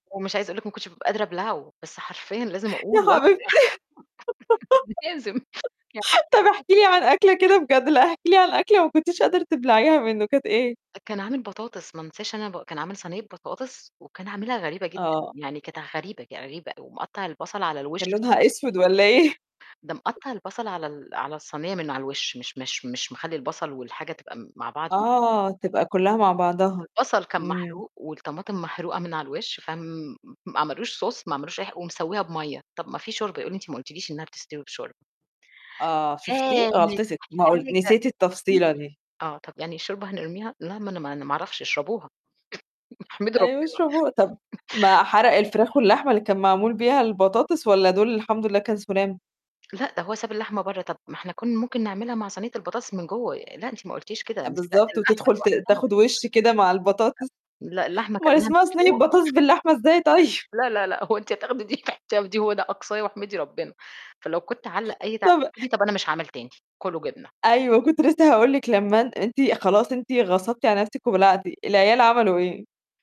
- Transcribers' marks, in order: laughing while speaking: "يا حبيبتي"; laugh; unintelligible speech; laughing while speaking: "لازم"; unintelligible speech; other noise; unintelligible speech; laughing while speaking: "والّا إيه؟"; chuckle; in English: "sauce"; unintelligible speech; chuckle; laughing while speaking: "احمدي ربنا"; chuckle; other background noise; laughing while speaking: "هو أنتِ هتاخدي دي تحطيها في دي؟ هو ده أقصايا واحمدي ربنا"; laughing while speaking: "طيب؟"; unintelligible speech; unintelligible speech; tapping
- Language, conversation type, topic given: Arabic, podcast, إزاي نِقسّم مسؤوليات البيت بين الأطفال أو الشريك/الشريكة بطريقة بسيطة وسهلة؟